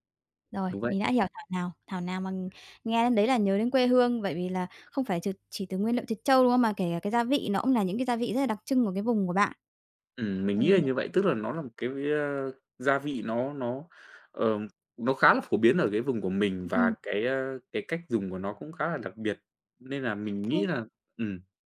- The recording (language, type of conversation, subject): Vietnamese, podcast, Món ăn nhà ai gợi nhớ quê hương nhất đối với bạn?
- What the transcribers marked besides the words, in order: tapping; other background noise